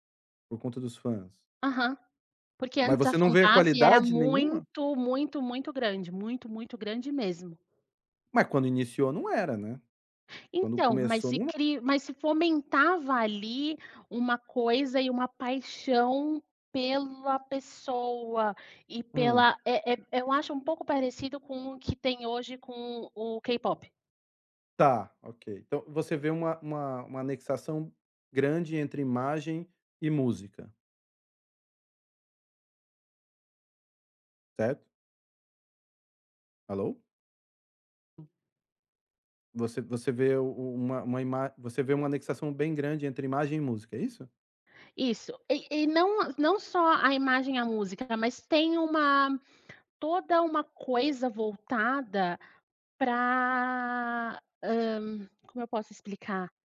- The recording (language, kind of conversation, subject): Portuguese, podcast, O que faz uma música virar hit hoje, na sua visão?
- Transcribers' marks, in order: other background noise; tapping; in English: "k-pop"; drawn out: "pra"